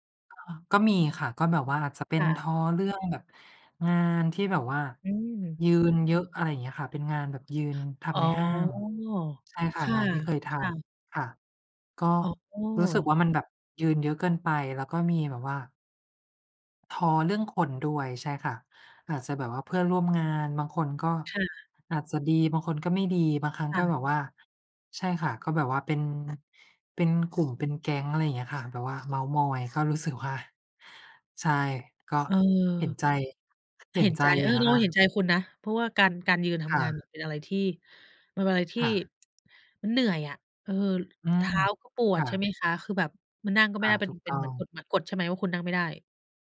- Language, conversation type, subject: Thai, unstructured, คุณเคยรู้สึกท้อแท้กับงานไหม และจัดการกับความรู้สึกนั้นอย่างไร?
- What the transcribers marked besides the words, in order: other background noise; tapping